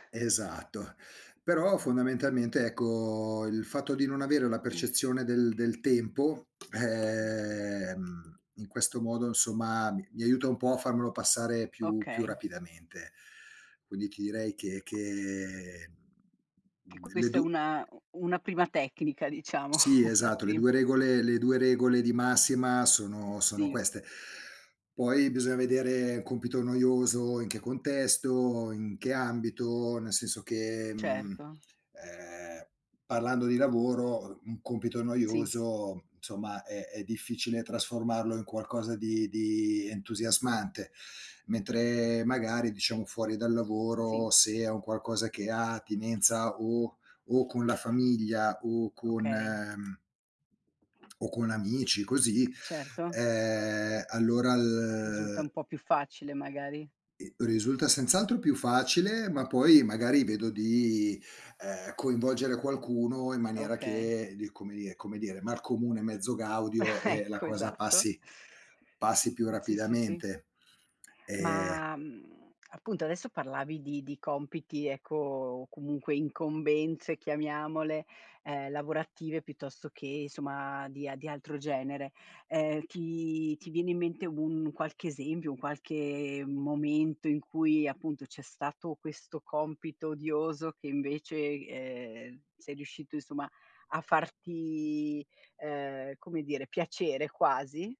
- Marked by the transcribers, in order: throat clearing; other background noise; drawn out: "ehm"; laughing while speaking: "una"; chuckle; other noise; "insomma" said as "nsomma"; chuckle; "Sì" said as "nsi"; tapping; "insomma" said as "nsomma"
- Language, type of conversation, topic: Italian, podcast, Come fai a trasformare un compito noioso in qualcosa di stimolante?